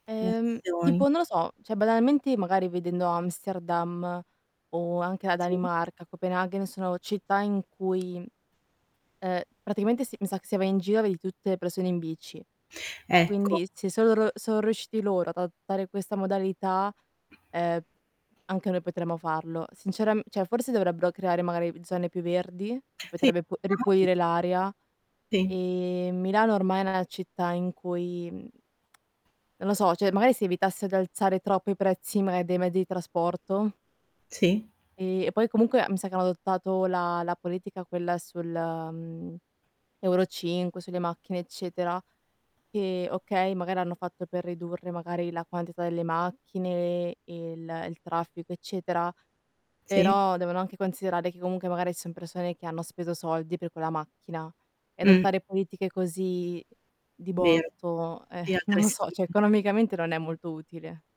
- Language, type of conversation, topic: Italian, unstructured, Che cosa diresti a chi ignora l’inquinamento atmosferico?
- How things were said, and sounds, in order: static; distorted speech; tapping; inhale; unintelligible speech; drawn out: "e"; scoff